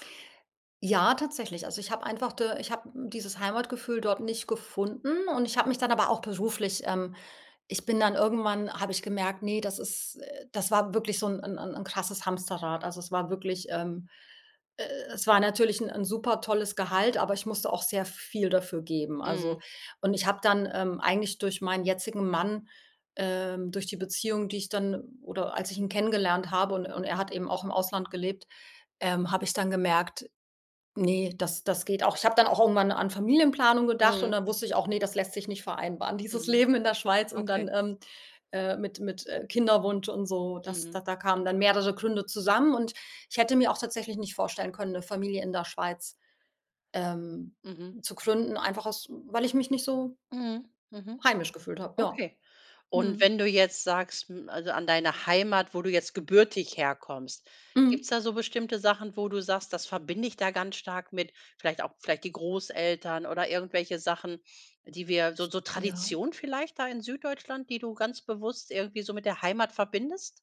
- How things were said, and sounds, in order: other background noise
- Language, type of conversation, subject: German, podcast, Was bedeutet Heimat für dich eigentlich?